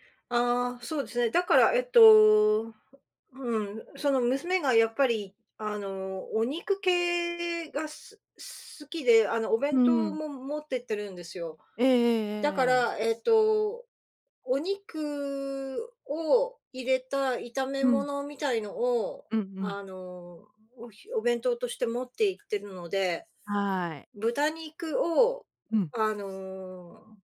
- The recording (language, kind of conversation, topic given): Japanese, podcast, 手早く作れる夕飯のアイデアはありますか？
- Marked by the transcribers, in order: other background noise